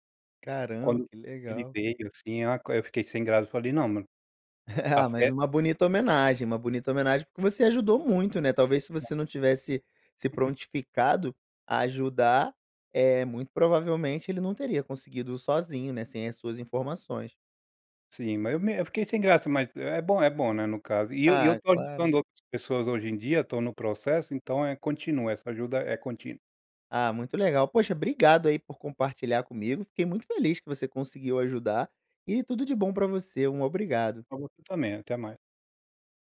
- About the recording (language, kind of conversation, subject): Portuguese, podcast, Como a comida une as pessoas na sua comunidade?
- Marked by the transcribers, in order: giggle; unintelligible speech; giggle